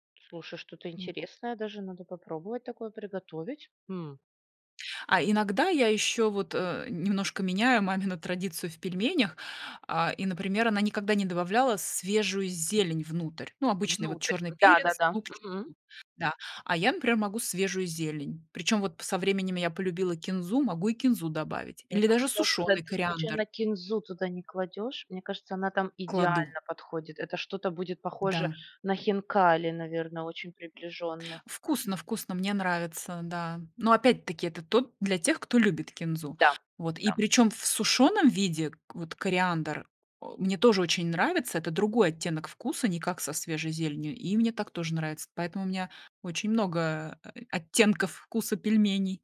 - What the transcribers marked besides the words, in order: tapping; other background noise
- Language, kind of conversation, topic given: Russian, podcast, Как сохранить семейные кулинарные традиции, чтобы они не забылись?